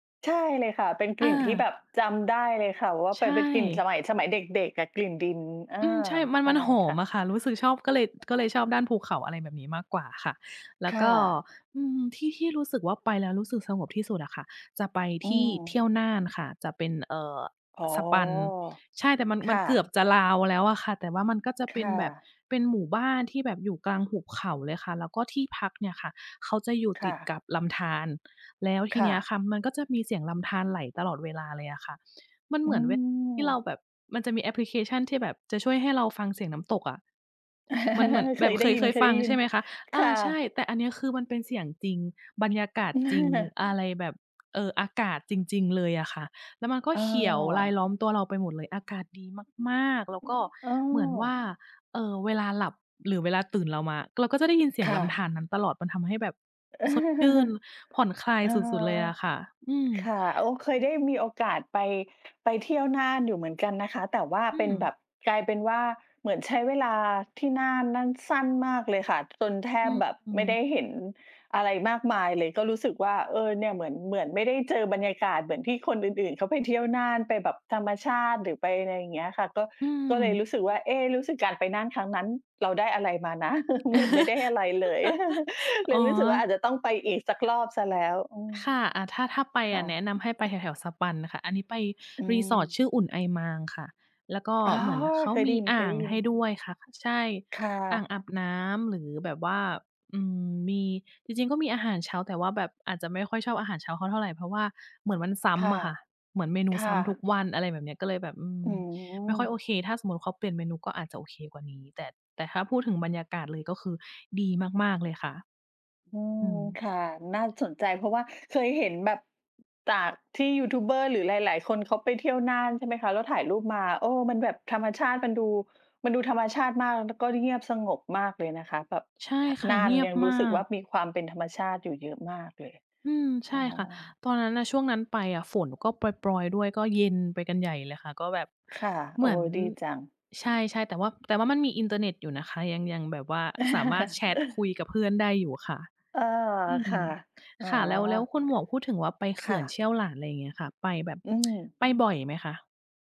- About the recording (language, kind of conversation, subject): Thai, unstructured, ที่ไหนในธรรมชาติที่ทำให้คุณรู้สึกสงบที่สุด?
- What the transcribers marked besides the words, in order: laugh; chuckle; other background noise; chuckle; laugh; chuckle; laugh; tapping; tsk